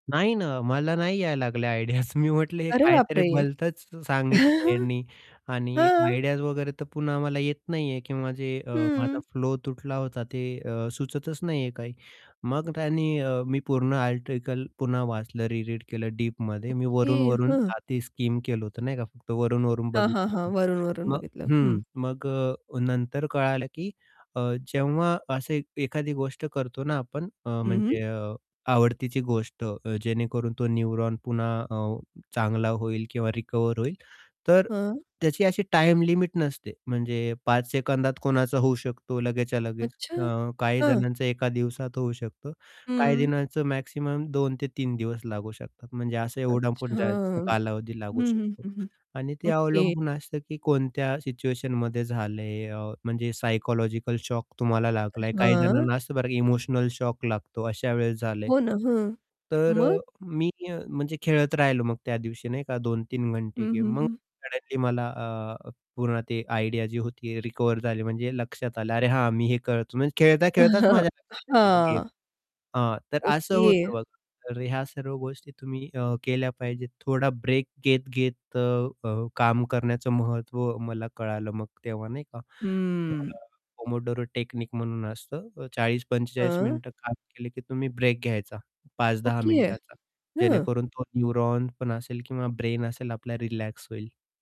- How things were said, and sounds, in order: laughing while speaking: "आयडियाज"; in English: "आयडियाज"; distorted speech; chuckle; in English: "आयडियाज"; in English: "री रीड"; in English: "स्कीम"; in English: "न्यूरॉन"; tapping; in English: "आयडिया"; chuckle; in English: "न्यूरॉन"; in English: "ब्रेन"
- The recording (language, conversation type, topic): Marathi, podcast, काहीही सुचत नसताना तुम्ही नोंदी कशा टिपता?